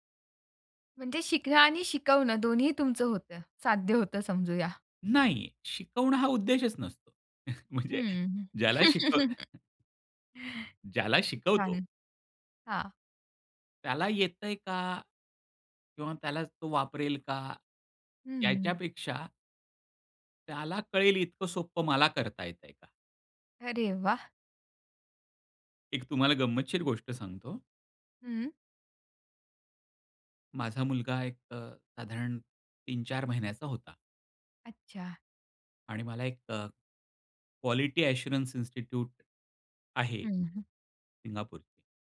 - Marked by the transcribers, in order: other background noise; chuckle; tapping; other noise
- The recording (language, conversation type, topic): Marathi, podcast, स्वतःच्या जोरावर एखादी नवीन गोष्ट शिकायला तुम्ही सुरुवात कशी करता?